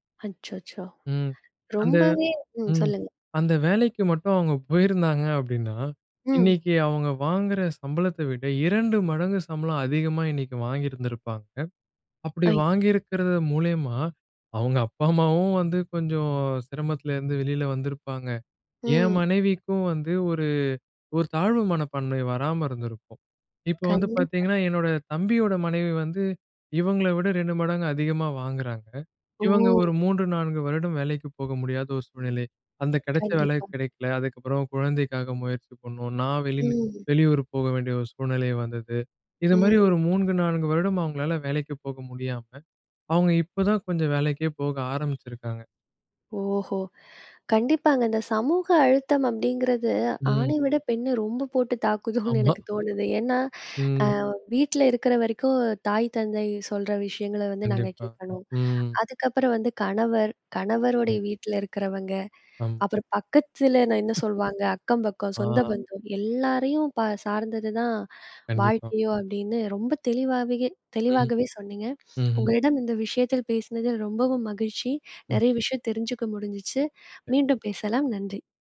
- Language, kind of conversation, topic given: Tamil, podcast, இந்திய குடும்பமும் சமூகமும் தரும் அழுத்தங்களை நீங்கள் எப்படிச் சமாளிக்கிறீர்கள்?
- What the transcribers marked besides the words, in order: other background noise; laughing while speaking: "தாக்குதோன்னு எனக்கு தோணுது"; other noise; unintelligible speech